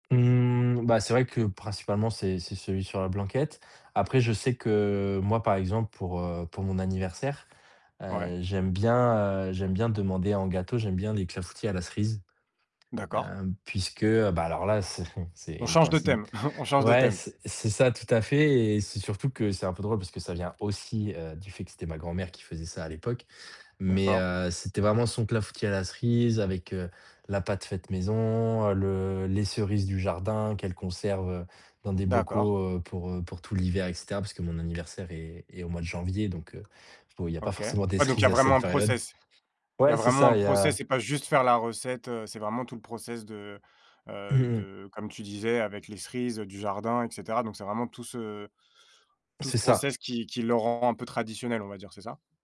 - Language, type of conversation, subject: French, podcast, Peux-tu me raconter une tradition culinaire de ta famille ?
- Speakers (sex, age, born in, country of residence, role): male, 20-24, France, Austria, guest; male, 30-34, France, France, host
- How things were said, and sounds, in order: chuckle; chuckle